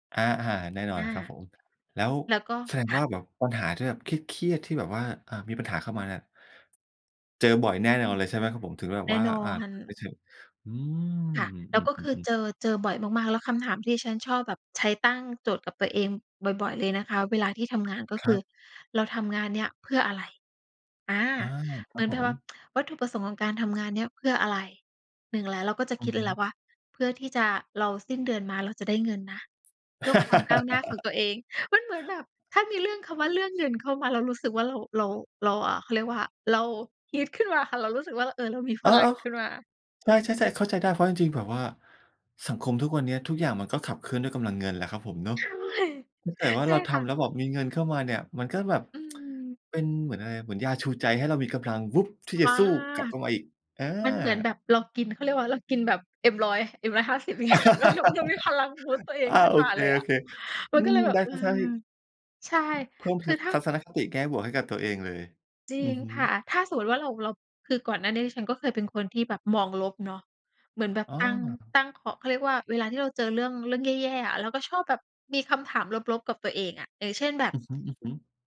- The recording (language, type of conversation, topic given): Thai, podcast, เวลาเจอสถานการณ์แย่ๆ คุณมักถามตัวเองว่าอะไร?
- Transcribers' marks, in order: tsk; laugh; laughing while speaking: "ใช่"; tsk; laugh; laughing while speaking: "อย่างเงี้ยค่ะ แล้วเรา เรามีพลัง บูสต์ ตัวเองขึ้นมาเลยอะ"; in English: "บูสต์"; other background noise